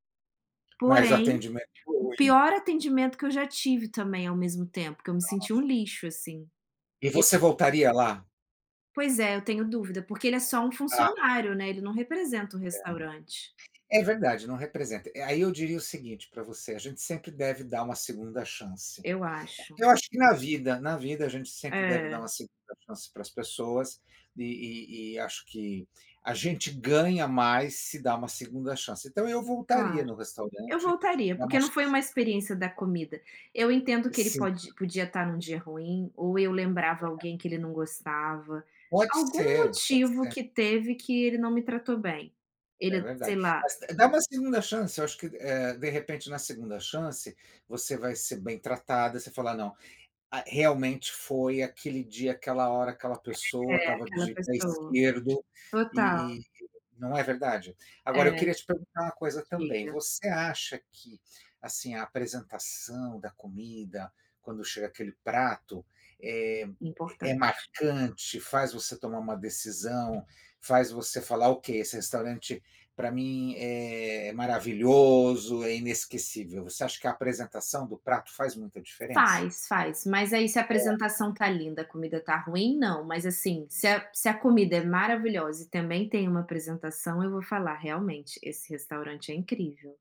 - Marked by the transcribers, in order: tapping; other background noise
- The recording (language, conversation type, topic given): Portuguese, unstructured, O que faz um restaurante se tornar inesquecível para você?